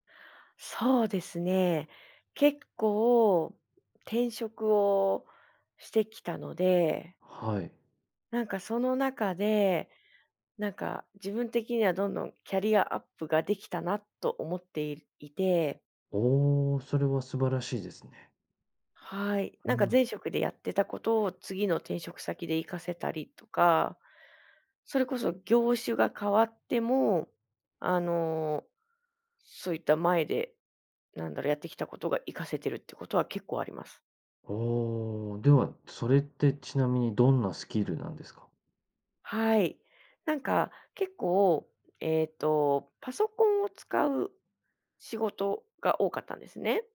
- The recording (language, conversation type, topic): Japanese, podcast, スキルを他の業界でどのように活かせますか？
- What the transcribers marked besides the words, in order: tapping